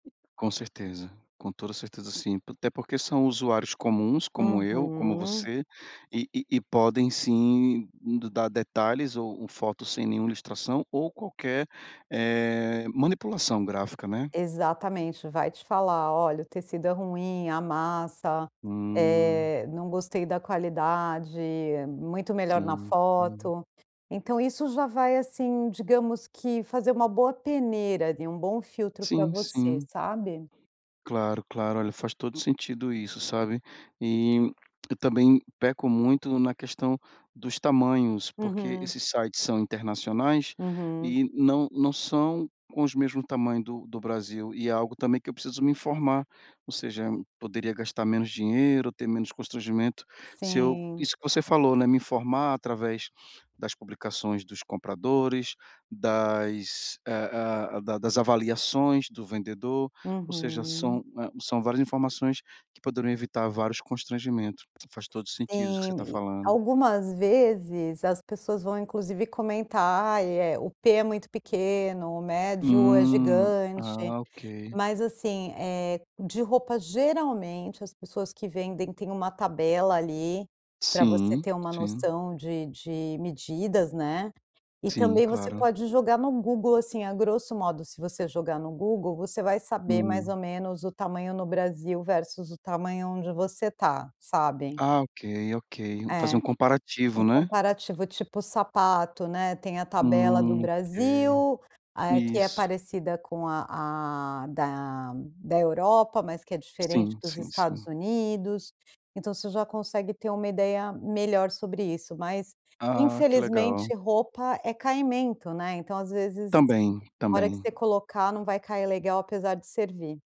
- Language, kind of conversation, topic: Portuguese, advice, Como posso fazer compras online com menos erros?
- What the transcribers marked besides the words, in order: tapping; other background noise